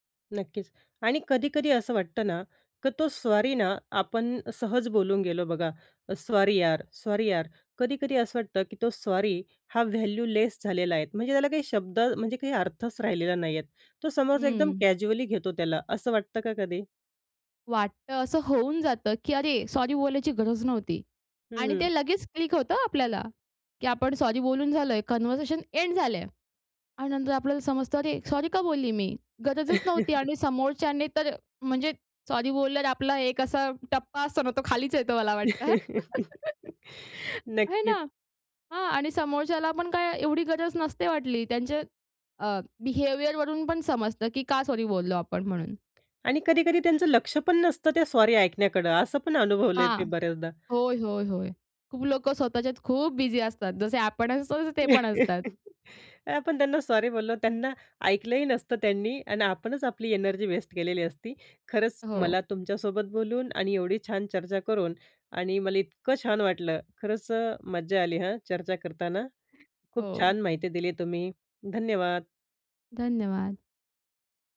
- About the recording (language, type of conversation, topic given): Marathi, podcast, अनावश्यक माफी मागण्याची सवय कमी कशी करावी?
- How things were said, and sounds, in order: other background noise; in English: "व्हॅल्यूलेस"; in English: "कॅज्युअली"; in English: "कन्व्हर्सेशन एंड"; laugh; laugh; laugh; in English: "बिहेवियरवरून"; tapping; laughing while speaking: "आपण असतो, तसं ते पण असतात"; laugh